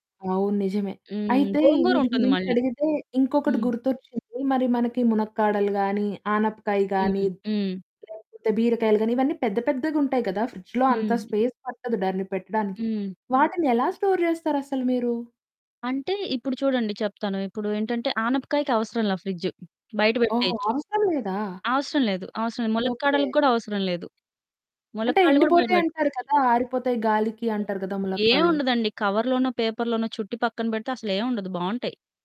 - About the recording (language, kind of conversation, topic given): Telugu, podcast, ఫ్రిడ్జ్‌ను శుభ్రంగా, క్రమబద్ధంగా ఎలా ఉంచుతారు?
- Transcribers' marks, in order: static; distorted speech; in English: "స్పేస్"; other background noise; in English: "స్టోర్"